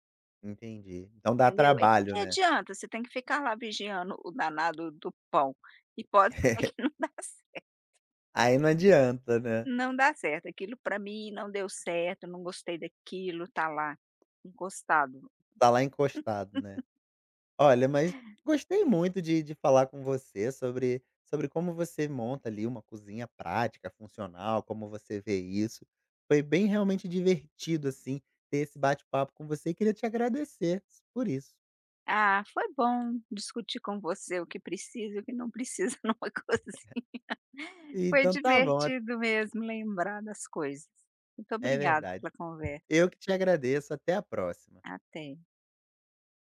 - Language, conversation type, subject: Portuguese, podcast, O que é essencial numa cozinha prática e funcional pra você?
- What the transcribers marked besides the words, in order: chuckle; laughing while speaking: "pode ser que não dá certo"; other background noise; tapping; laugh; chuckle; laughing while speaking: "numa cozinha"; laugh